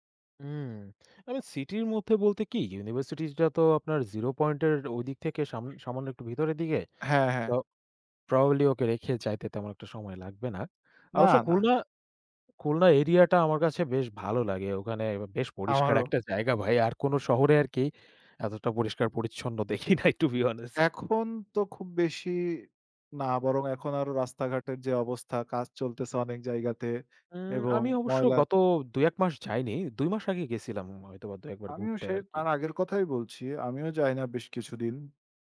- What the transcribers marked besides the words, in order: laughing while speaking: "দেখি নাই টু বি অনেস্ট"
- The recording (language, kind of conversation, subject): Bengali, unstructured, ভ্রমণ করার সময় তোমার সবচেয়ে ভালো স্মৃতি কোনটি ছিল?